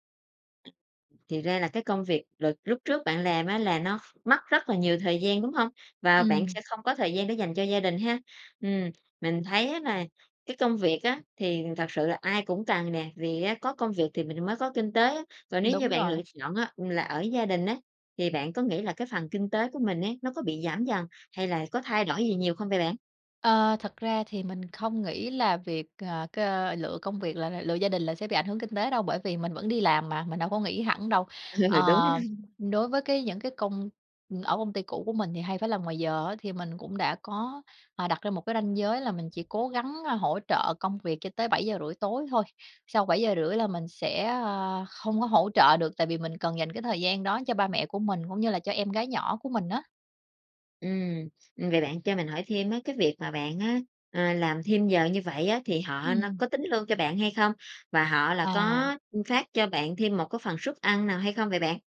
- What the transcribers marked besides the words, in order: tapping; other background noise; laughing while speaking: "Ừ, đúng ha"
- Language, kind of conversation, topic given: Vietnamese, podcast, Bạn cân bằng giữa gia đình và công việc ra sao khi phải đưa ra lựa chọn?